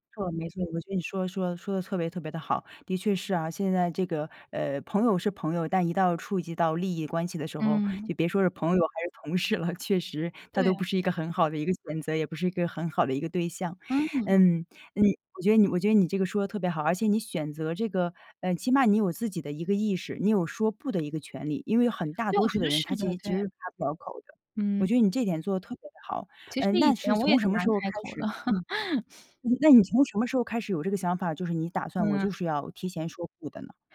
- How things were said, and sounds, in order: laughing while speaking: "同事了"; laugh
- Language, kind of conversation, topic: Chinese, podcast, 你会安排固定的断网时间吗？